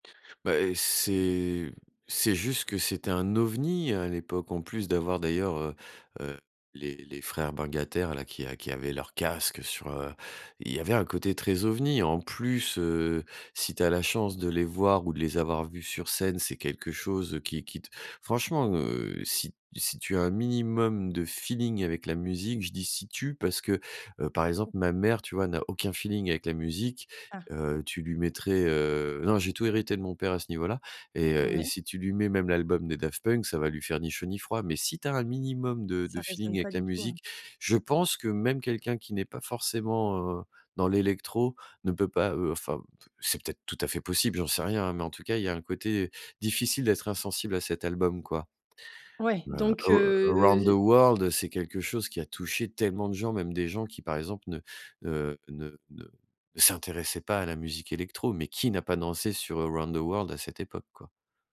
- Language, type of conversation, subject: French, podcast, Quelle musique te transporte directement dans un souvenir précis ?
- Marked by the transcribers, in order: put-on voice: "Around the World"; stressed: "qui"; put-on voice: "Around the World"